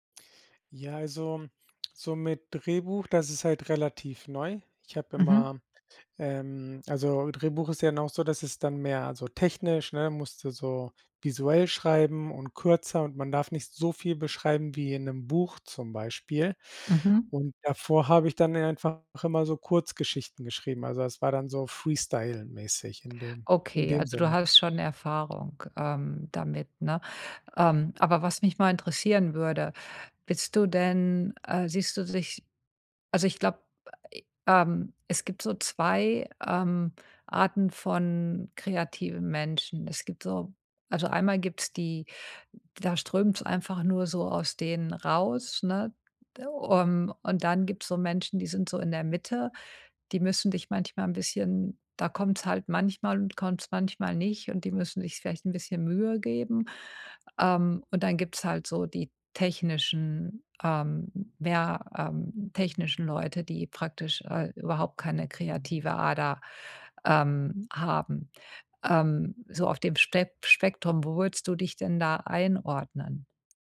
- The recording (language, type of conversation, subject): German, advice, Wie kann ich eine kreative Routine aufbauen, auch wenn Inspiration nur selten kommt?
- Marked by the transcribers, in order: none